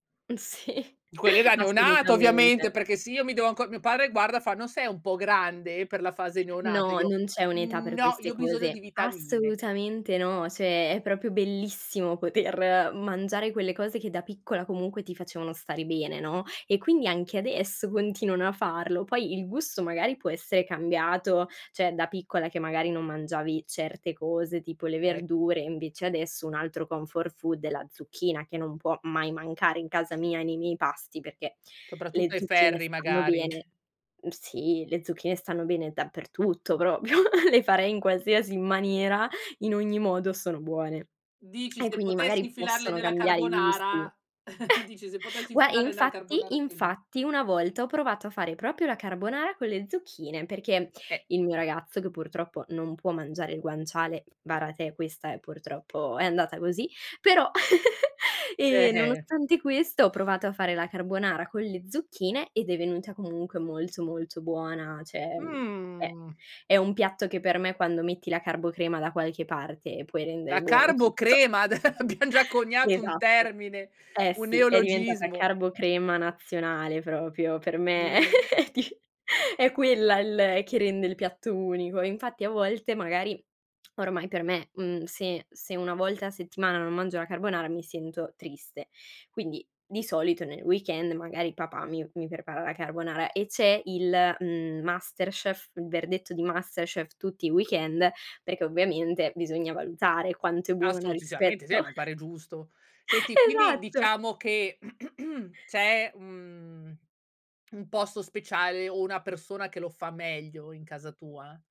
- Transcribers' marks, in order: laughing while speaking: "Sì"; put-on voice: "Mhmm, no, io ho bisogno di vitamine"; "cioè" said as "ceh"; "proprio" said as "propio"; "cioè" said as "ceh"; in English: "comfort food"; tapping; laughing while speaking: "propio"; "proprio" said as "propio"; laugh; stressed: "maniera"; lip smack; chuckle; "proprio" said as "propio"; other background noise; laugh; "Cioè" said as "ceh"; surprised: "La carbocrema?!"; laughing while speaking: "tutto"; laughing while speaking: "Ade abbiam"; chuckle; "proprio" said as "propio"; laugh; laughing while speaking: "è di"; swallow; laughing while speaking: "rispetto"; chuckle; laughing while speaking: "Esatto"; throat clearing
- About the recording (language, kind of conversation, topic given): Italian, podcast, Hai un comfort food preferito?